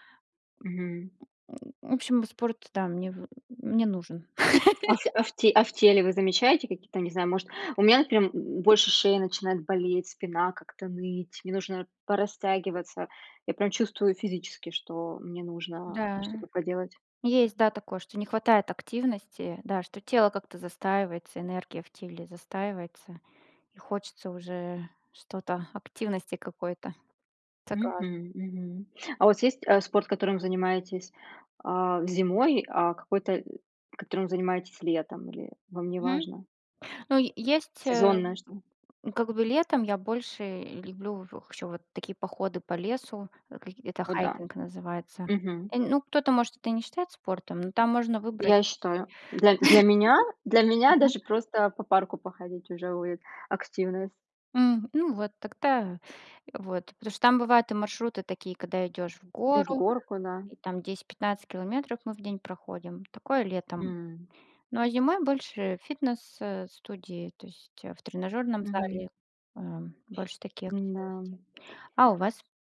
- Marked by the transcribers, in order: tapping; grunt; laugh; "например" said as "напмр"; chuckle
- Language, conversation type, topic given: Russian, unstructured, Как спорт влияет на твоё настроение каждый день?